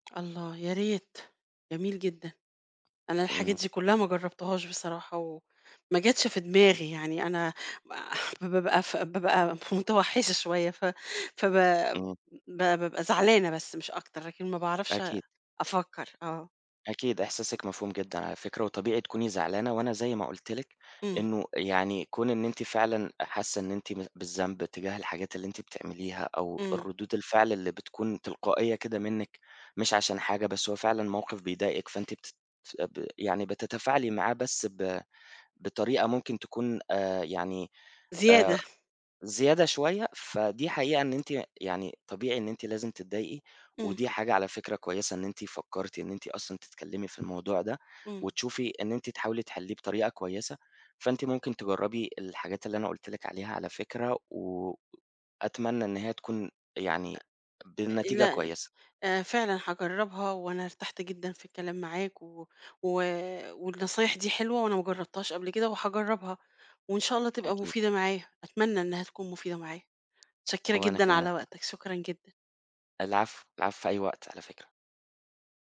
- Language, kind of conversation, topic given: Arabic, advice, إزاي بتتعامل مع نوبات الغضب السريعة وردود الفعل المبالغ فيها عندك؟
- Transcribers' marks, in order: tapping; unintelligible speech; other background noise; other noise; unintelligible speech